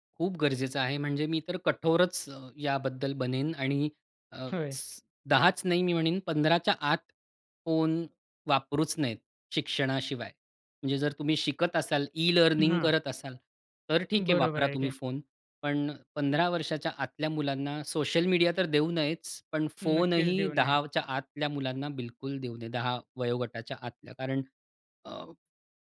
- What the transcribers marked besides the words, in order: in English: "ई-लर्निंग"
- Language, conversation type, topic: Marathi, podcast, स्क्रीन टाइम कमी करण्यासाठी कोणते सोपे उपाय करता येतील?